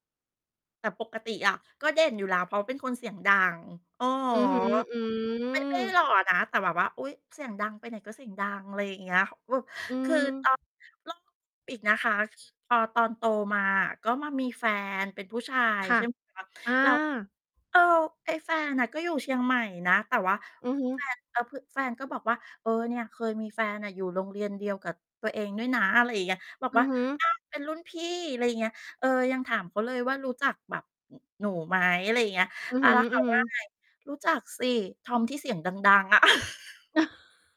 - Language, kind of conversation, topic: Thai, podcast, ความทรงจำตอนที่คุณกำลังเล่นอะไรสักอย่างแล้วขำจนหยุดไม่อยู่คือเรื่องอะไร?
- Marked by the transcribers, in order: distorted speech; unintelligible speech; other noise; laugh; chuckle